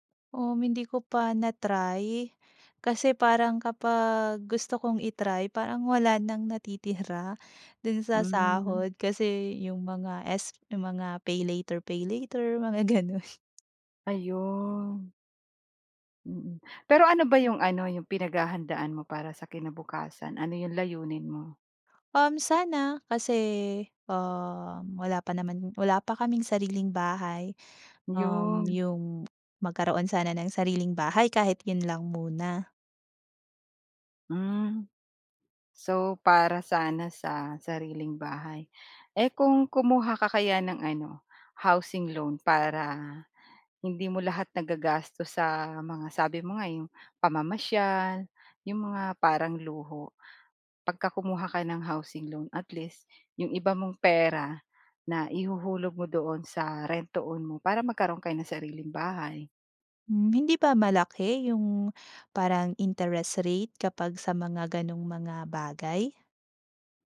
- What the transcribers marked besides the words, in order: tapping; in English: "housing loan"; in English: "housing loan"; in English: "rent to own"; in English: "interest rate"
- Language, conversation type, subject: Filipino, advice, Paano ko mababalanse ang kasiyahan ngayon at seguridad sa pera para sa kinabukasan?